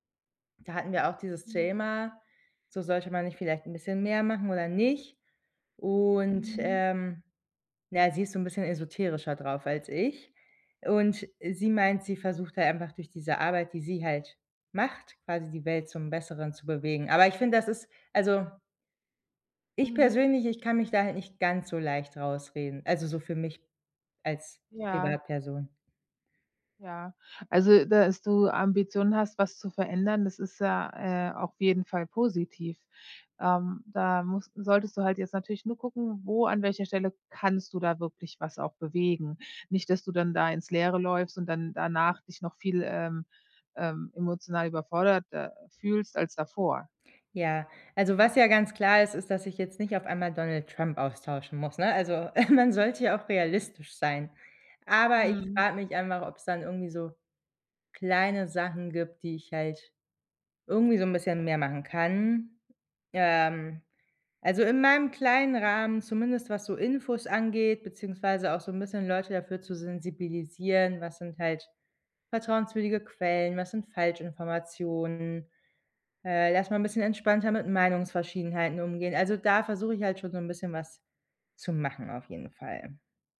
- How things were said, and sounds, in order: other background noise; snort
- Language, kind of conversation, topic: German, advice, Wie kann ich emotionale Überforderung durch ständige Katastrophenmeldungen verringern?